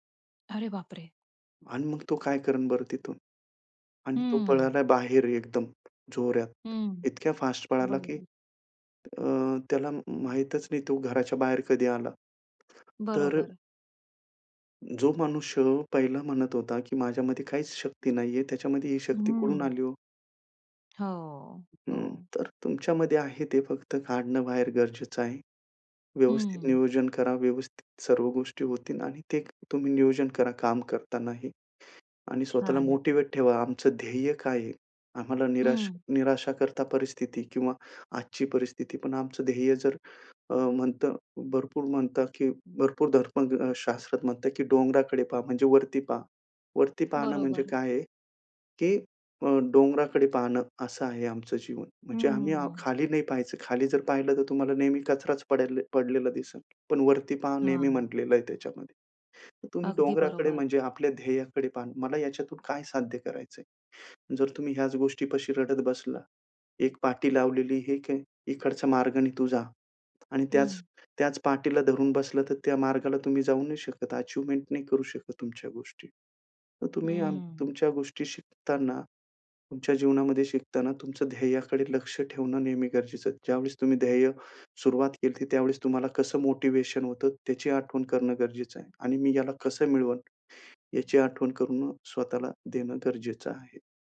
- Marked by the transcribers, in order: surprised: "अरे बापरे!"; tapping; other noise; in English: "अचिव्हमेंट"
- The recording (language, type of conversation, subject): Marathi, podcast, काम करतानाही शिकण्याची सवय कशी टिकवता?